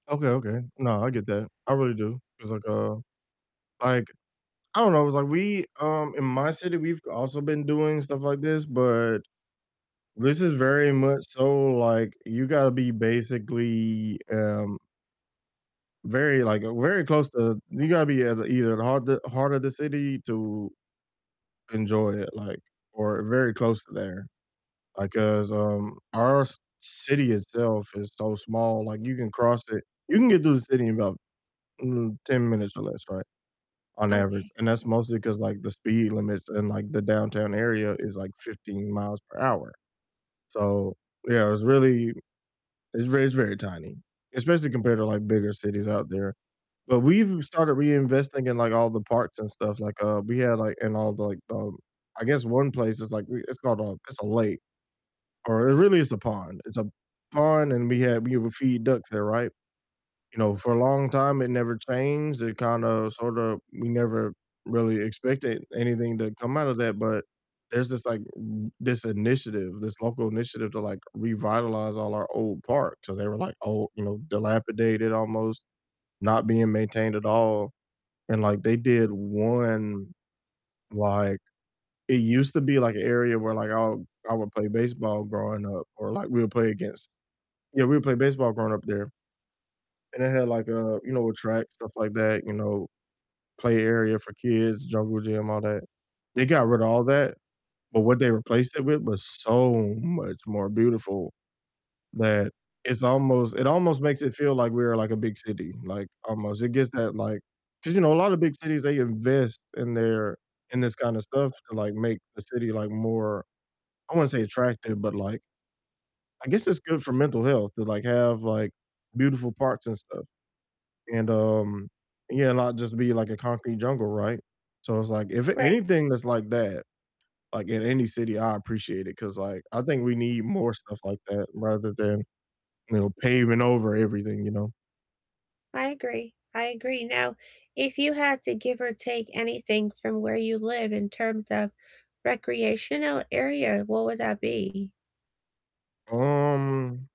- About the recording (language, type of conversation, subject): English, unstructured, Which nearby trail or neighborhood walk do you love recommending, and why should we try it together?
- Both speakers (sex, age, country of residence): female, 45-49, United States; male, 30-34, United States
- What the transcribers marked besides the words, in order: tapping; distorted speech